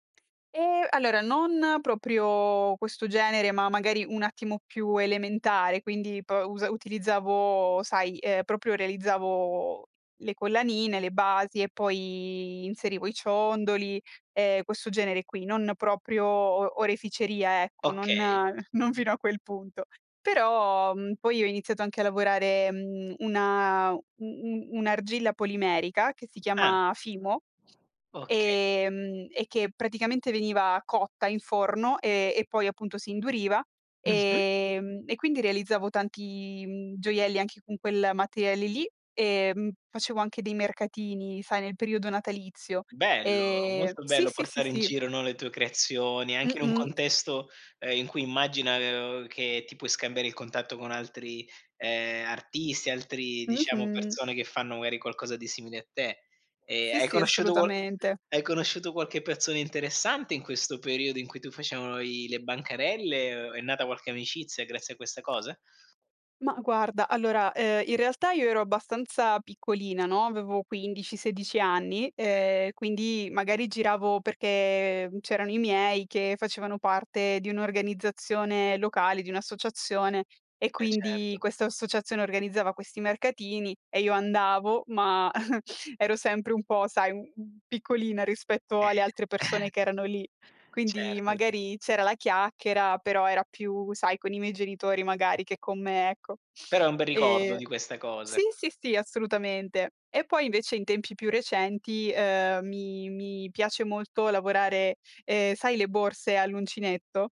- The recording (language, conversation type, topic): Italian, podcast, Qual è stato il progetto creativo di cui sei andato più fiero?
- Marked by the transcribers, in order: other background noise; chuckle; chuckle